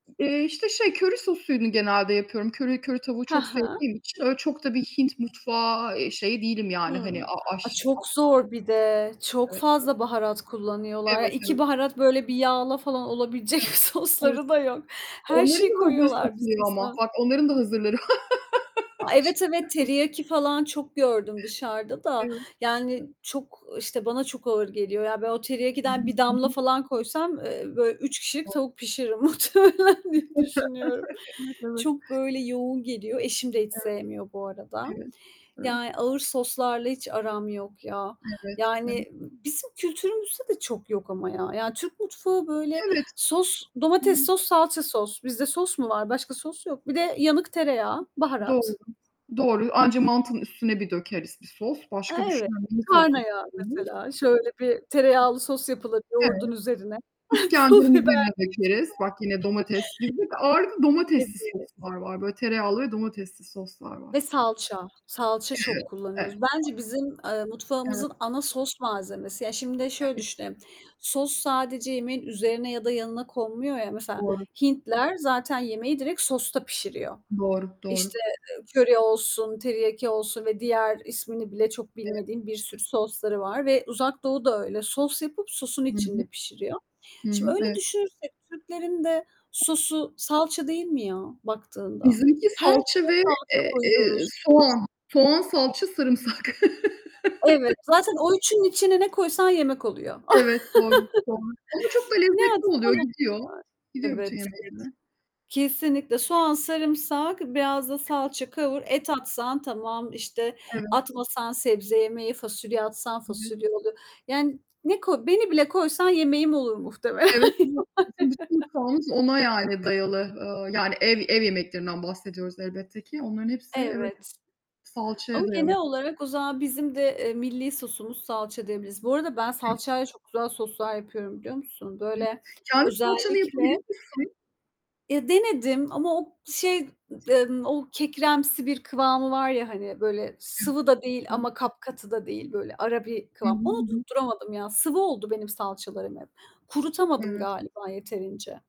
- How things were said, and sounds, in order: other background noise; static; distorted speech; unintelligible speech; laughing while speaking: "sosları da yok"; in Japanese: "teriyaki"; chuckle; unintelligible speech; in Japanese: "teriyakidon"; chuckle; laughing while speaking: "muhtemelen diye düşünüyorum"; tapping; other noise; unintelligible speech; laughing while speaking: "Pul biber"; unintelligible speech; unintelligible speech; in Japanese: "teriyaki"; chuckle; chuckle; unintelligible speech; unintelligible speech; laughing while speaking: "muhtemelen yani"; unintelligible speech; unintelligible speech; unintelligible speech
- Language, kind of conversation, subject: Turkish, unstructured, Yemek yaparken hazır sos kullanmak doğru mu?